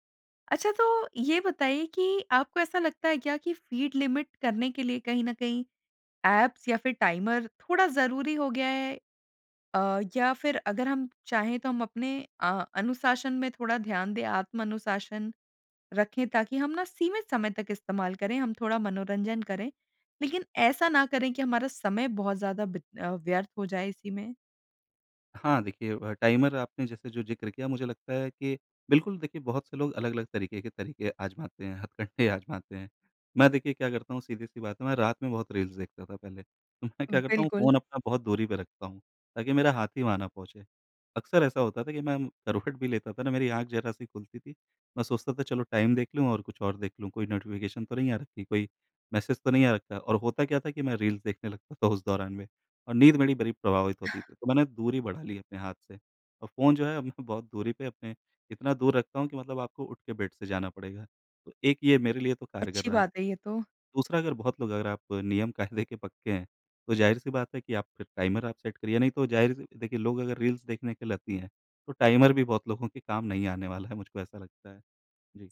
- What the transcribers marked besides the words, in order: in English: "लिमिट"; in English: "ऐप्स"; laughing while speaking: "हथकंडे"; in English: "रील्स"; laughing while speaking: "मैं"; laughing while speaking: "करवट"; in English: "टाइम"; in English: "नोटिफिकेशन"; in English: "मैसेज"; in English: "रील्स"; laughing while speaking: "उस"; laughing while speaking: "मैं"; in English: "बेड"; laughing while speaking: "नियम-कायदे"; in English: "सेट"; in English: "रील्स"
- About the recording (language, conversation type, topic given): Hindi, podcast, सोशल मीडिया की अनंत फीड से आप कैसे बचते हैं?